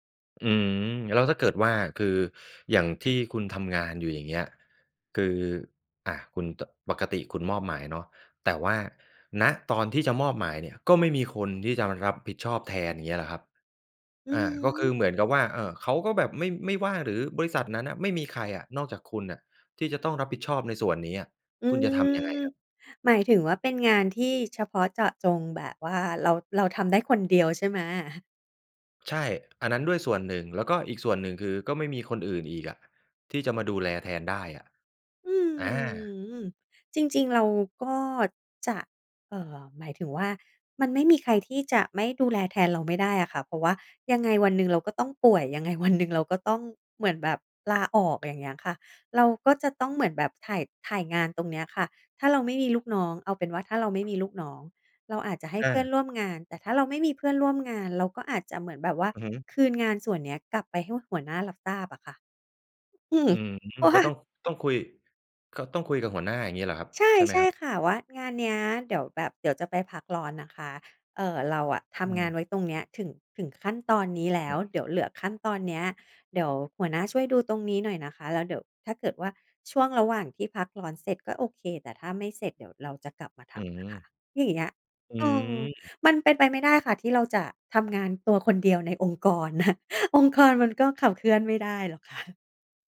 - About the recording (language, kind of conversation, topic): Thai, podcast, คิดอย่างไรกับการพักร้อนที่ไม่เช็กเมล?
- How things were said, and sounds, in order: chuckle; drawn out: "อืม"; laughing while speaking: "เพราะว่า"; other background noise; laughing while speaking: "นะ"; laughing while speaking: "ค่ะ"